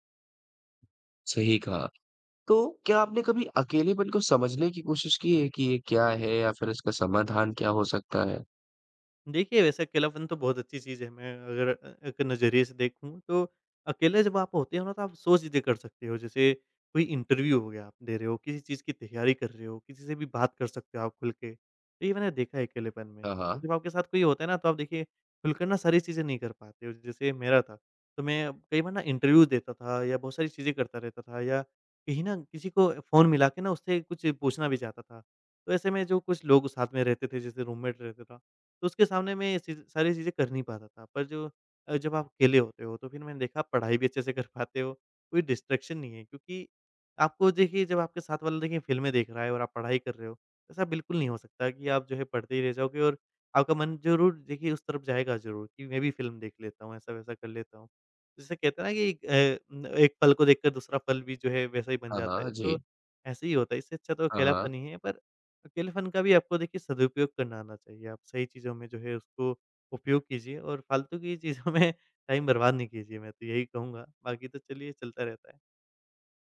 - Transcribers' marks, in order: in English: "रूममेट"; in English: "डिस्ट्रैक्शन"; laughing while speaking: "चीज़ों में"; in English: "टाइम"
- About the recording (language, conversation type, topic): Hindi, podcast, शहर में अकेलापन कम करने के क्या तरीके हो सकते हैं?